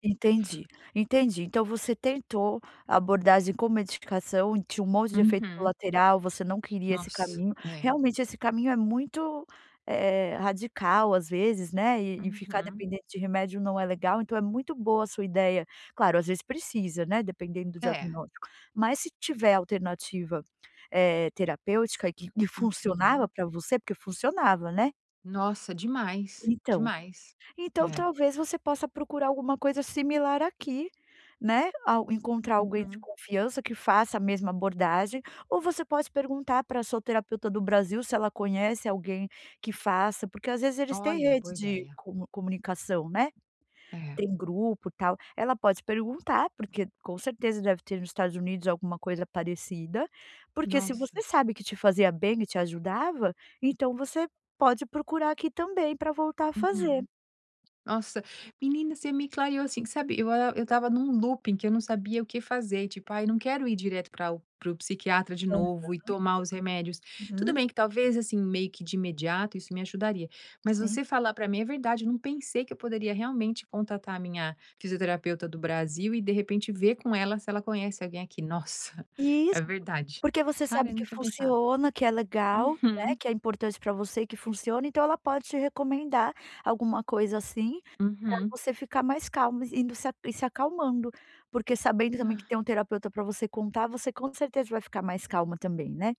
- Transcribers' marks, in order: tapping
- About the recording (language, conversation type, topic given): Portuguese, advice, Como posso reconhecer minha ansiedade sem me julgar quando ela aparece?